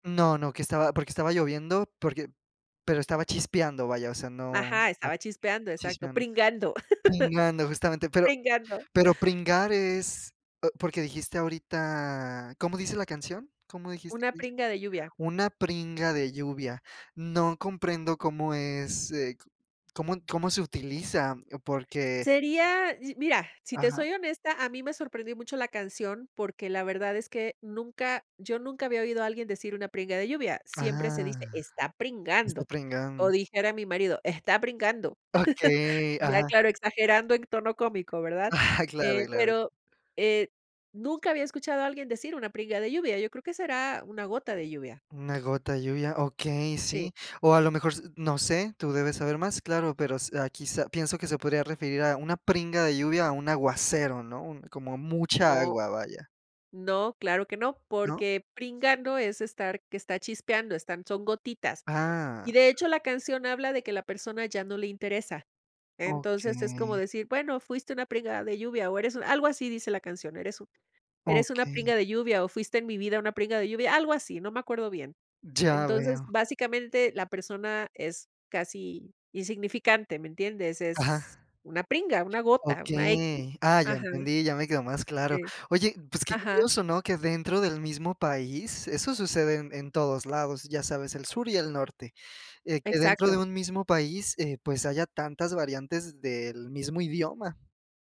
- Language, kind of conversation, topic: Spanish, podcast, ¿Qué idioma o acento te identifica más?
- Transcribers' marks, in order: chuckle; tapping; drawn out: "Ah"; chuckle; drawn out: "Okey"; laughing while speaking: "Ah"; drawn out: "Okey"